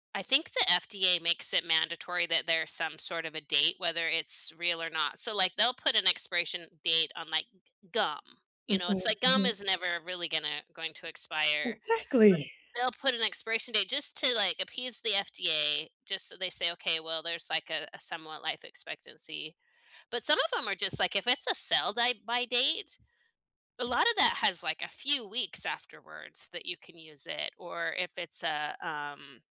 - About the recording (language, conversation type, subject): English, unstructured, What’s your take on eating food past its expiration date?
- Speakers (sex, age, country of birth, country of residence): female, 45-49, United States, United States; female, 45-49, United States, United States
- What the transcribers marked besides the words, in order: other background noise